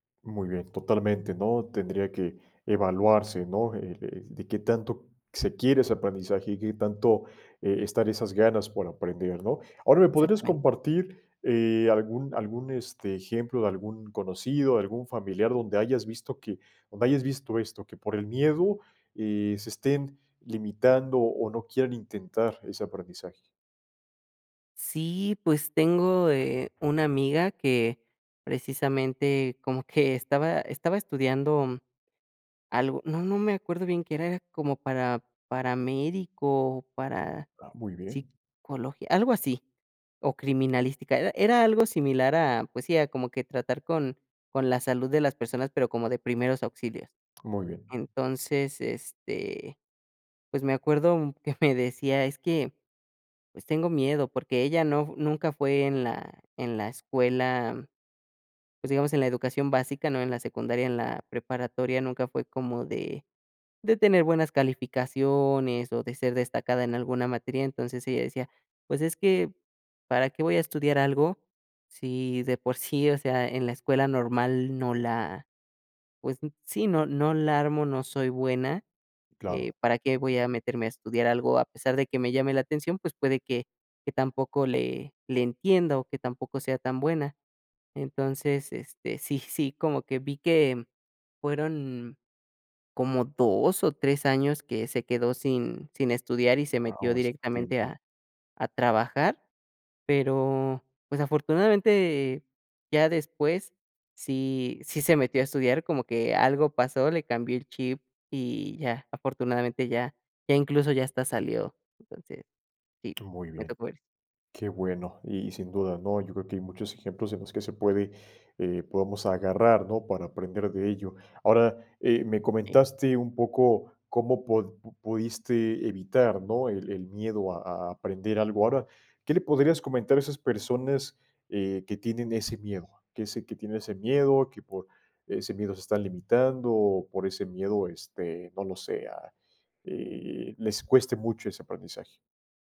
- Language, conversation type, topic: Spanish, podcast, ¿Cómo influye el miedo a fallar en el aprendizaje?
- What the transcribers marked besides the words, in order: laughing while speaking: "que"; chuckle